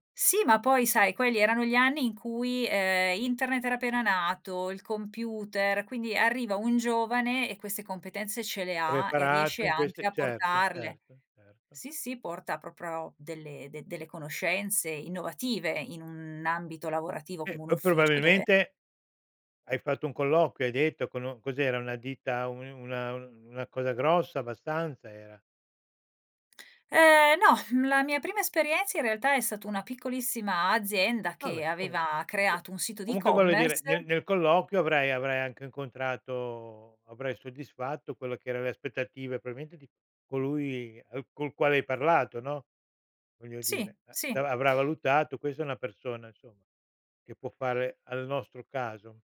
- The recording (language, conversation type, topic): Italian, podcast, Come hai scelto se continuare gli studi o entrare nel mondo del lavoro?
- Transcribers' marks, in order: tapping; unintelligible speech; drawn out: "incontrato"; "probabilmente" said as "probilmene"